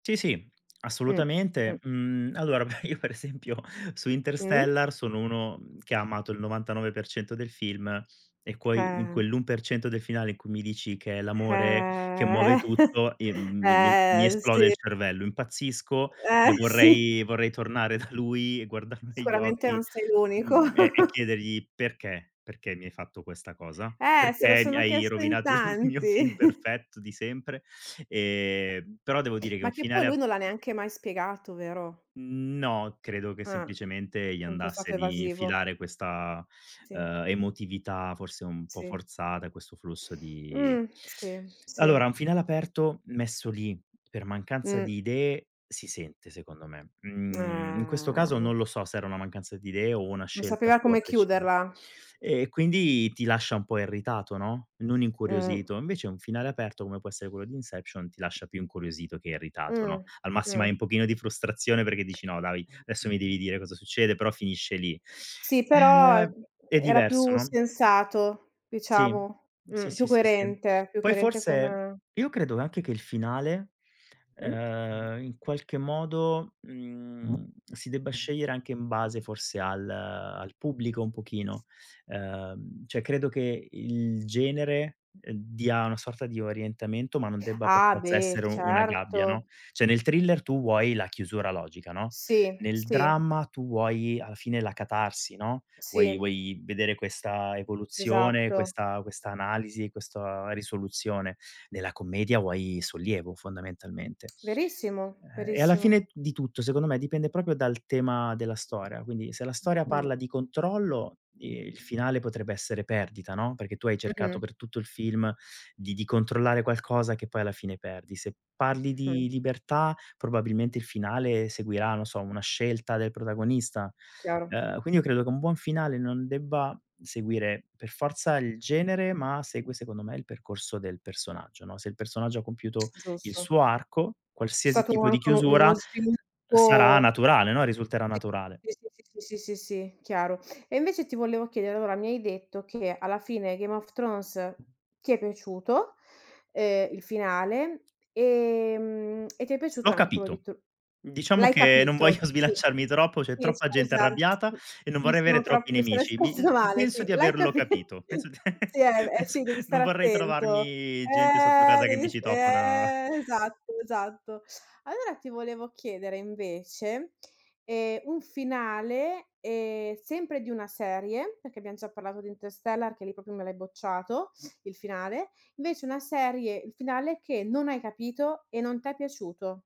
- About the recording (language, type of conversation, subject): Italian, podcast, Che cosa rende un finale davvero soddisfacente per lo spettatore?
- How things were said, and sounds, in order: laughing while speaking: "beh, io per esempio"; "puoi" said as "quoi"; drawn out: "Eh"; chuckle; laughing while speaking: "Eh sì"; laughing while speaking: "da lui e guardarlo"; chuckle; laughing while speaking: "il mio film"; chuckle; other background noise; drawn out: "No"; tapping; laughing while speaking: "voglio sbilanciarmi"; tsk; laughing while speaking: "sono espressa male"; laughing while speaking: "capi"; chuckle